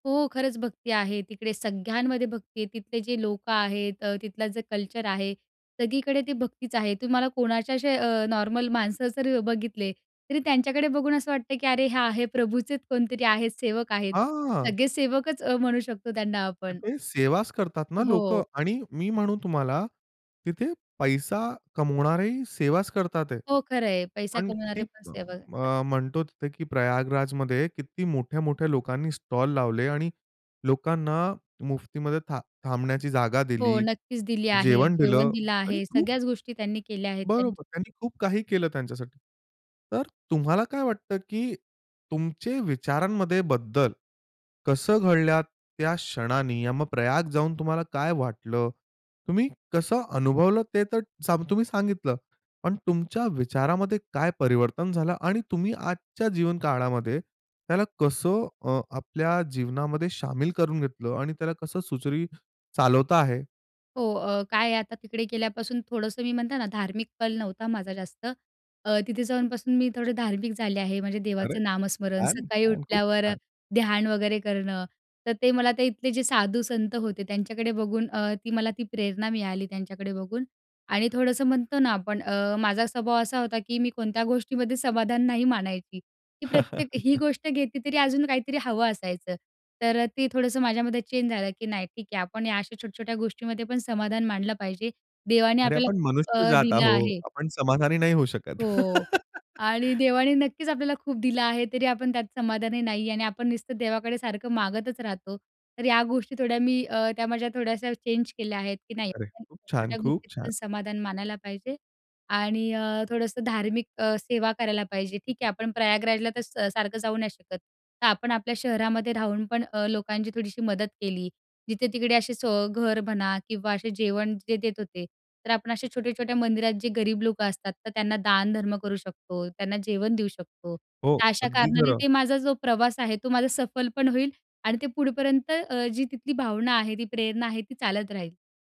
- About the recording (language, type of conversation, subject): Marathi, podcast, प्रवासातला एखादा खास क्षण कोणता होता?
- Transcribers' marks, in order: other background noise; tapping; "सुरळीत" said as "सुचवी"; chuckle; in English: "चेंज"; laugh; in English: "चेंज"; unintelligible speech